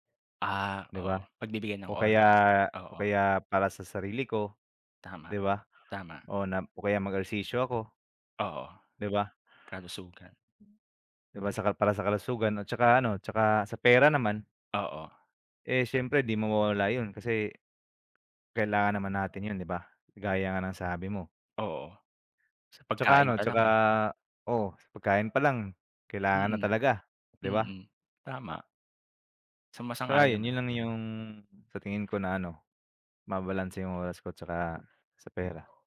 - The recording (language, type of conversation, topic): Filipino, unstructured, Alin ang mas pinapahalagahan mo, ang oras o ang pera?
- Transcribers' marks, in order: none